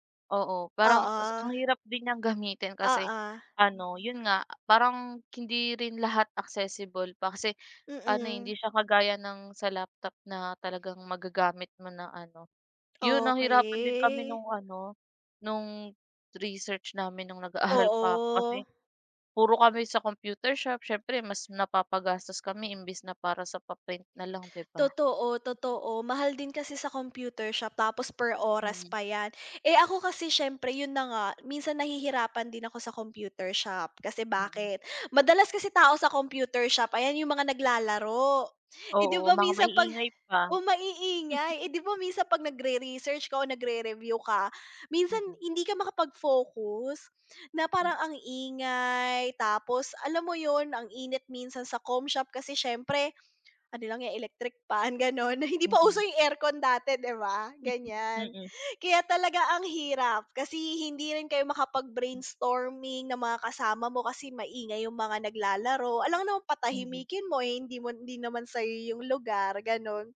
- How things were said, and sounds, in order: tongue click; laughing while speaking: "nag-aaral"; other background noise; wind; tapping; laughing while speaking: "ganon"; chuckle
- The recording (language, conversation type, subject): Filipino, unstructured, Ano ang mga benepisyo ng paggamit ng teknolohiya sa pag-aaral?